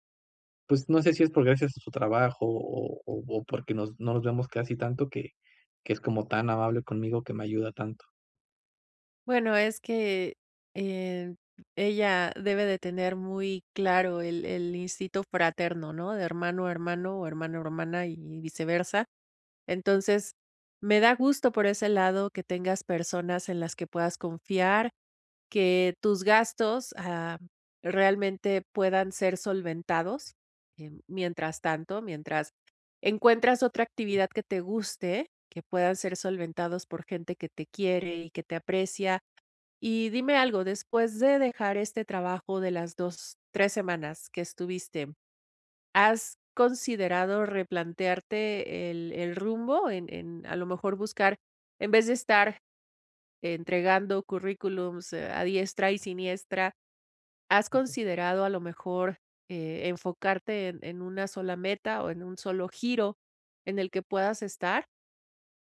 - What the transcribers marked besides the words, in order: tapping; other background noise; "instinto" said as "instito"; other noise
- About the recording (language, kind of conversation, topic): Spanish, advice, ¿Cómo puedo reducir la ansiedad ante la incertidumbre cuando todo está cambiando?